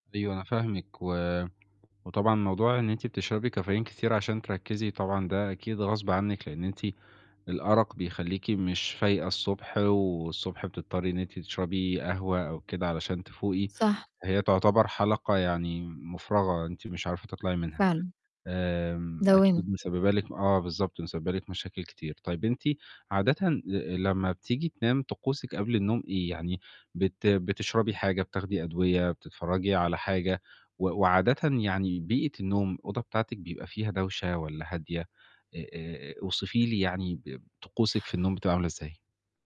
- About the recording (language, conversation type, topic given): Arabic, advice, إزاي أتعامل مع الأرق وصعوبة النوم اللي بتتكرر كل ليلة؟
- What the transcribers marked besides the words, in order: none